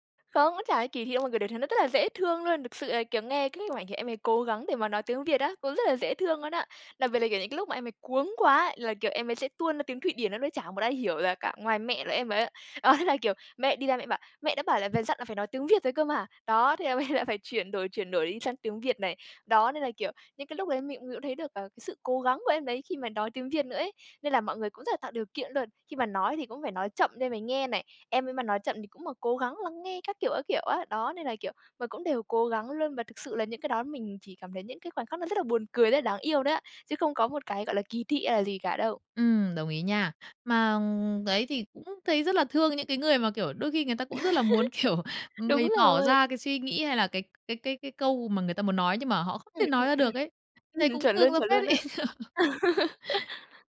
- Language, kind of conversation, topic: Vietnamese, podcast, Bạn có câu chuyện nào về việc dùng hai ngôn ngữ trong gia đình không?
- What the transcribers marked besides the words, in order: unintelligible speech; laughing while speaking: "đó"; other background noise; laughing while speaking: "ấy lại"; tapping; laugh; laughing while speaking: "kiểu"; laughing while speaking: "ấy!"; laugh